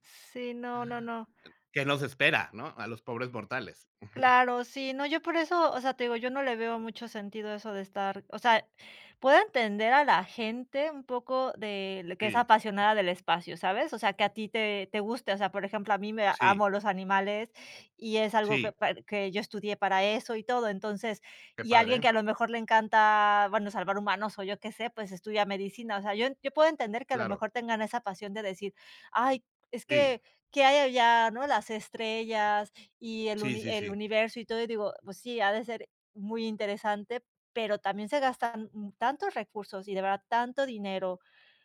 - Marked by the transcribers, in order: other background noise
- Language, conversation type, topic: Spanish, unstructured, ¿Cómo crees que la exploración espacial afectará nuestro futuro?